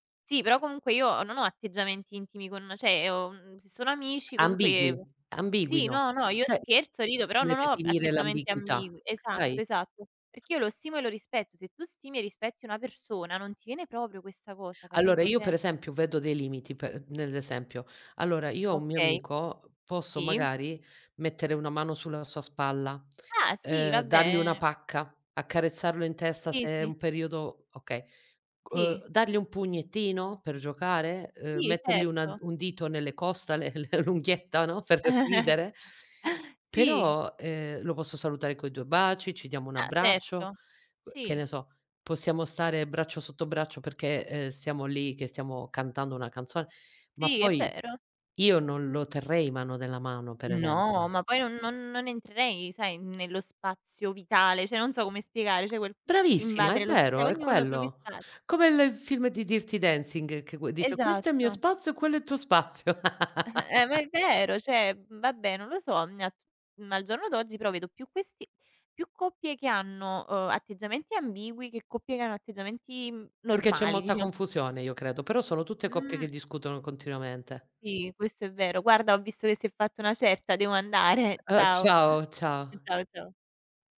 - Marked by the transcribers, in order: other background noise; "cioè" said as "ceh"; "Cioè" said as "ceh"; "cioè" said as "ceh"; "per" said as "pre"; laughing while speaking: "l'unghietta no, per ridere"; chuckle; "cioè" said as "ceh"; "cioè" said as "ceh"; "cioè" said as "ceh"; put-on voice: "Questo è il mio spazio e quello è il tuo spazio"; chuckle; laugh; "Cioè" said as "ceh"
- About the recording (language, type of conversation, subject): Italian, unstructured, Cosa ti fa capire che è arrivato il momento di lasciare una relazione?